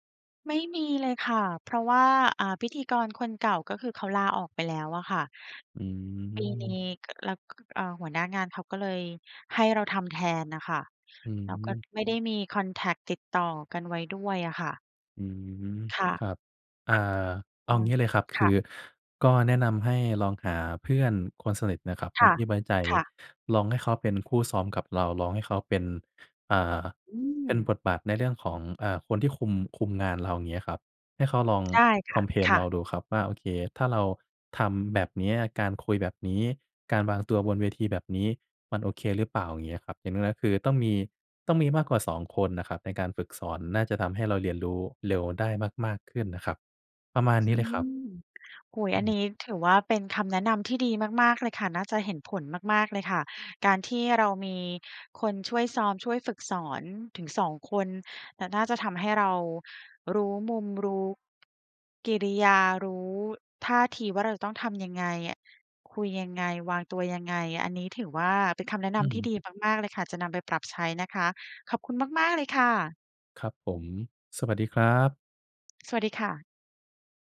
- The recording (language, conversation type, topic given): Thai, advice, คุณรับมือกับการได้รับมอบหมายงานในบทบาทใหม่ที่ยังไม่คุ้นเคยอย่างไร?
- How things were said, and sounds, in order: unintelligible speech; tapping